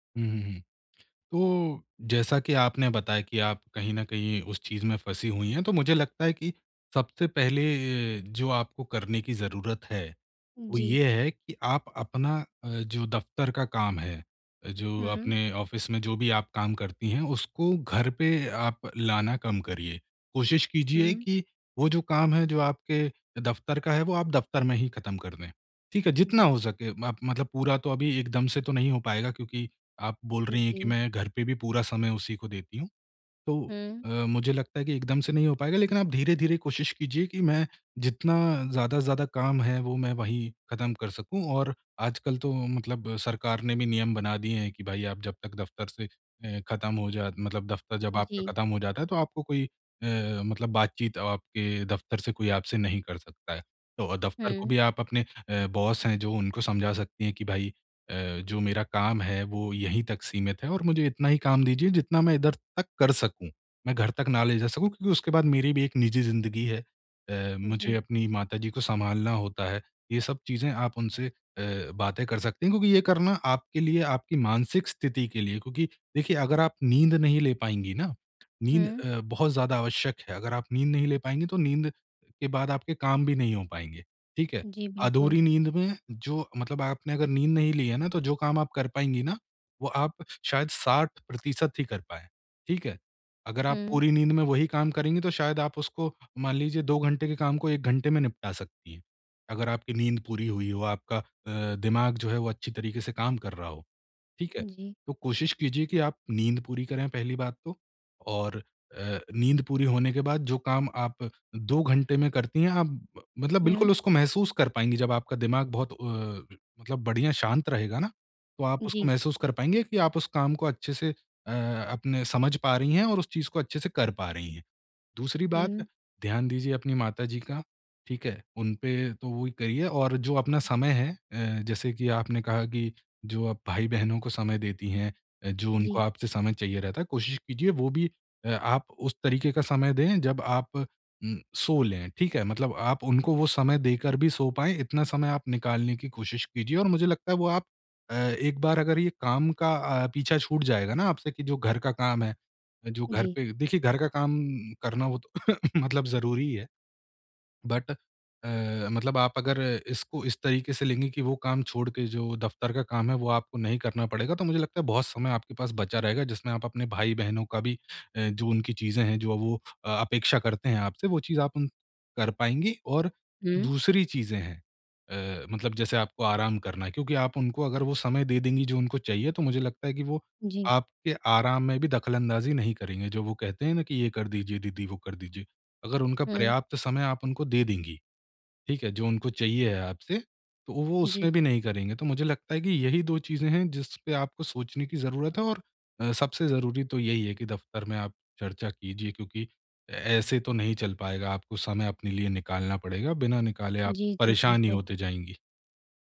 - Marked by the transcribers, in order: in English: "ऑफ़िस"; in English: "बॉस"; cough; in English: "बट"
- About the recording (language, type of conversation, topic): Hindi, advice, मैं अपनी रोज़मर्रा की दिनचर्या में नियमित आराम और विश्राम कैसे जोड़ूँ?